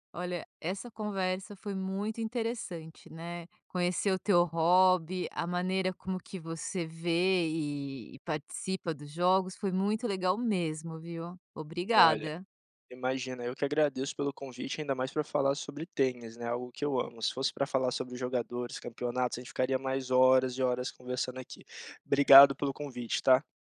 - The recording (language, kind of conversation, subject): Portuguese, podcast, Qual é o impacto desse hobby na sua saúde mental?
- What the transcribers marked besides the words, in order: none